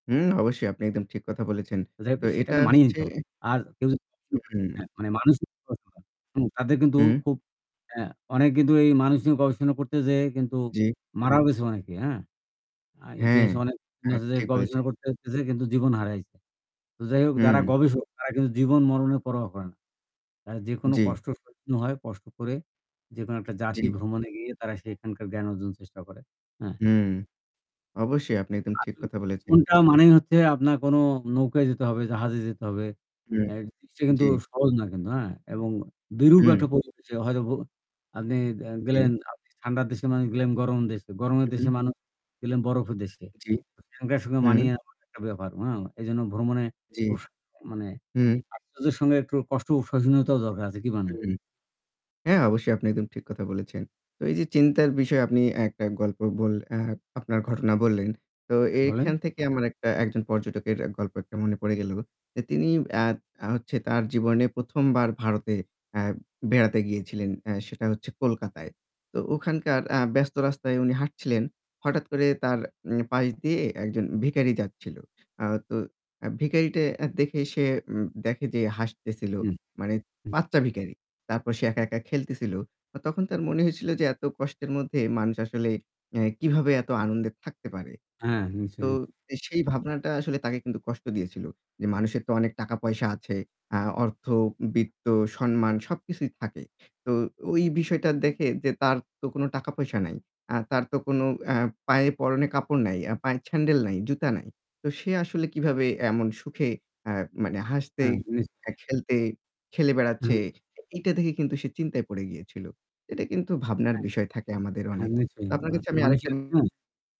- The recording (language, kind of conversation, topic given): Bengali, unstructured, ভ্রমণে গিয়ে আপনি সবচেয়ে আশ্চর্যজনক কী দেখেছেন?
- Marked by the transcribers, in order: static; unintelligible speech; unintelligible speech; unintelligible speech; distorted speech; other background noise; "স্যান্ডেল" said as "ছেন্ডেল"; unintelligible speech